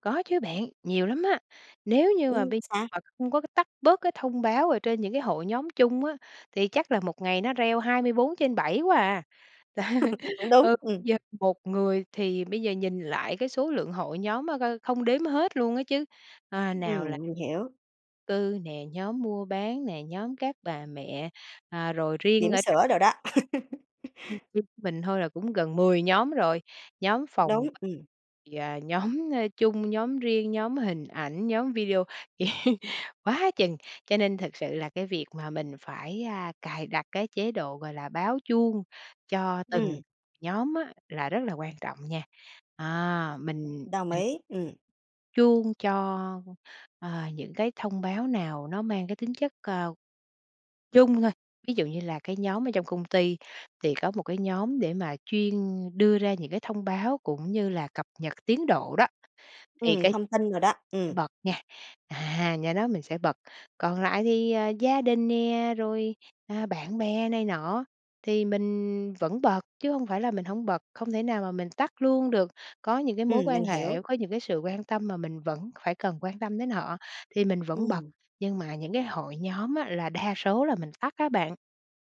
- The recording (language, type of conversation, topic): Vietnamese, podcast, Bạn đặt ranh giới với điện thoại như thế nào?
- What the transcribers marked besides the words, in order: tapping; laugh; unintelligible speech; other background noise; laugh; laughing while speaking: "nhóm"; laugh